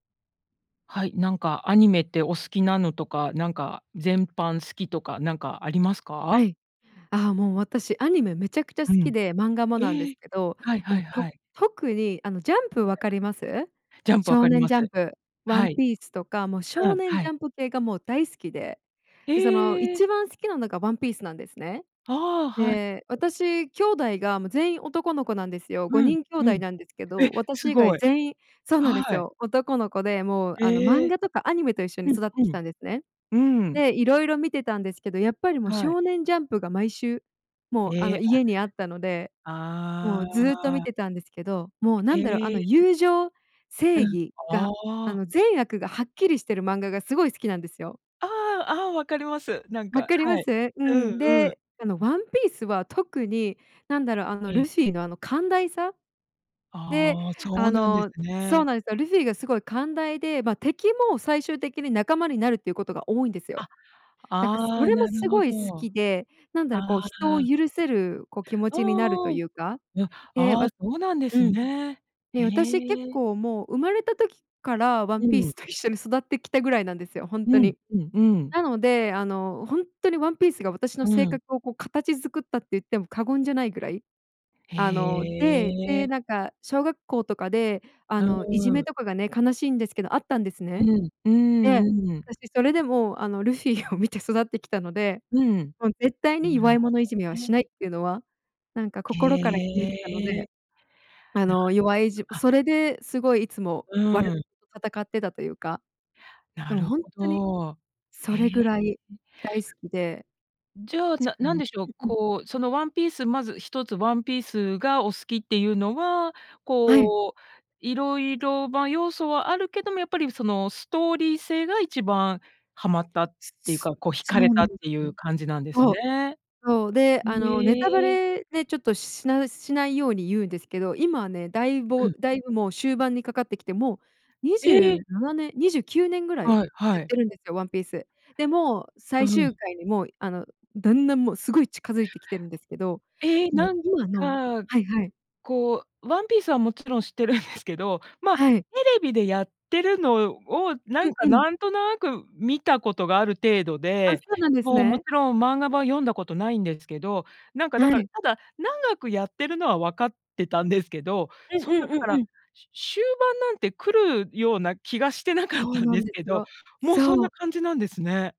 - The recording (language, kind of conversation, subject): Japanese, podcast, あなたの好きなアニメの魅力はどこにありますか？
- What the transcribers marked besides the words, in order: unintelligible speech; other noise; "ルフィ" said as "ルシー"; laughing while speaking: "ルフィーを見て"; tapping; laughing while speaking: "知ってるんですけど"; laughing while speaking: "なかったんですけど"